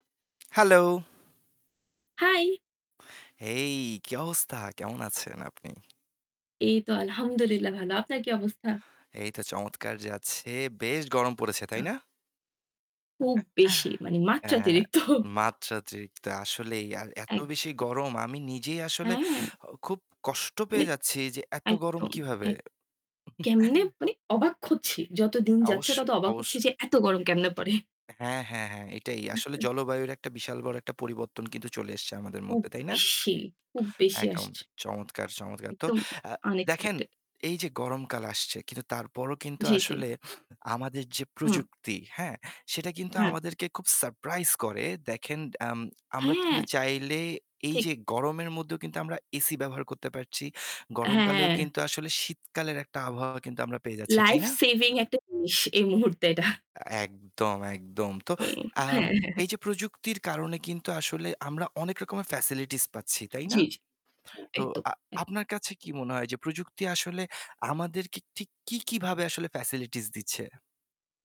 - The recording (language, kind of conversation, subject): Bengali, unstructured, আপনার মনে হয় প্রযুক্তি কি আমাদের জীবনকে সহজ করেছে?
- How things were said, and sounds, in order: static; in Arabic: "আলহামদুলিল্লাহ"; distorted speech; chuckle; scoff; chuckle; scoff; tapping; in English: "আনএক্সপেক্টেড"; in English: "লাইফ সেভিং"; scoff; unintelligible speech; in English: "ফ্যাসিলিটিস"; in English: "ফ্যাসিলিটিস"